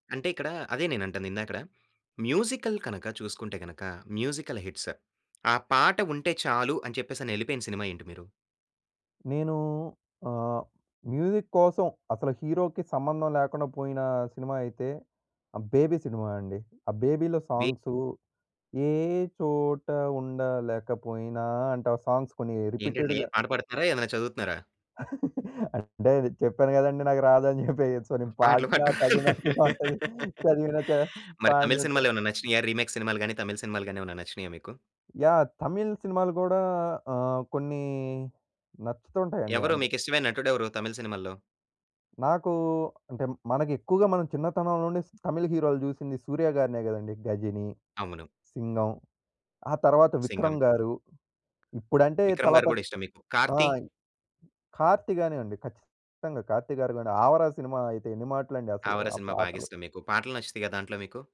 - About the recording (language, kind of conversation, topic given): Telugu, podcast, సినిమాలు మన భావనలను ఎలా మార్చతాయి?
- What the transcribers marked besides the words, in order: in English: "మ్యూజికల్"; in English: "మ్యూజికల్ హిట్స్"; tapping; in English: "మ్యూజిక్"; in English: "హీరోకి"; in English: "సాంగ్స్"; in English: "రిపీటెడ్‌గా"; laughing while speaking: "అంటే, అది చెప్పాను కదండీ! నాకు … ఉంటది. చదివిన చ"; laughing while speaking: "పాటలు పాడటం"; in English: "రిమేక్"; other background noise